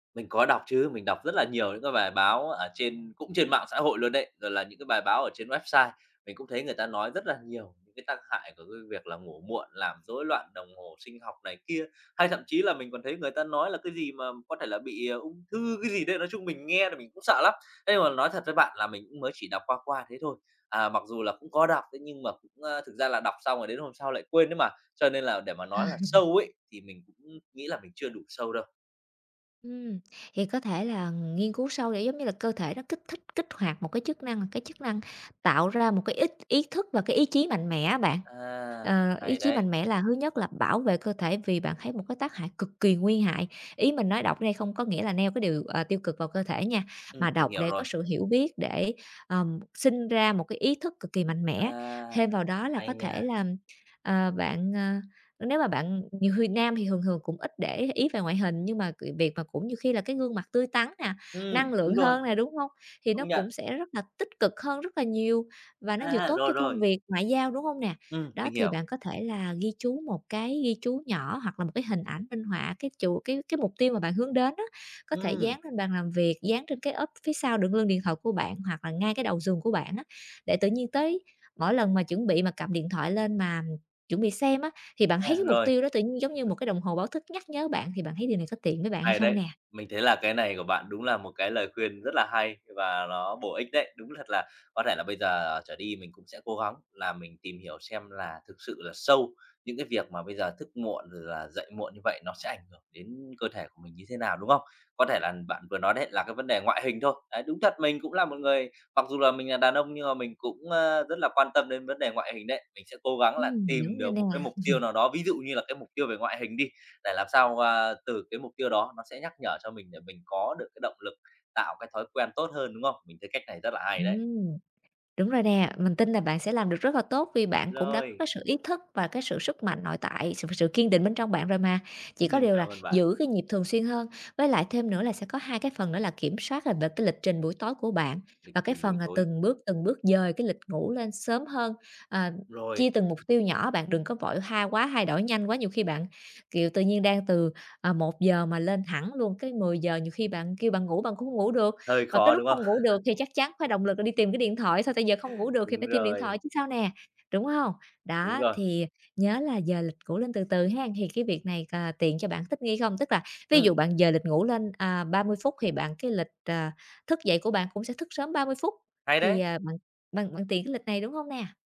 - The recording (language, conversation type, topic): Vietnamese, advice, Làm sao để thay đổi thói quen khi tôi liên tục thất bại?
- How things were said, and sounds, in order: laugh; tapping; other background noise; other noise; chuckle; chuckle; chuckle